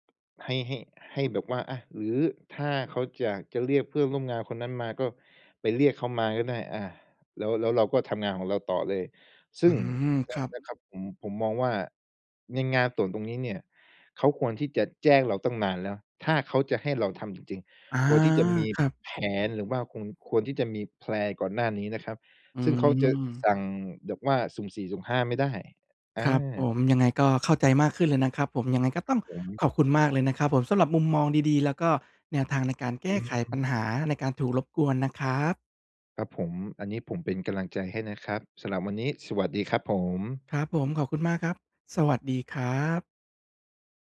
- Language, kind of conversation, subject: Thai, advice, จะทำอย่างไรให้มีสมาธิกับงานสร้างสรรค์เมื่อถูกรบกวนบ่อยๆ?
- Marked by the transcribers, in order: other background noise; in English: "แพลน"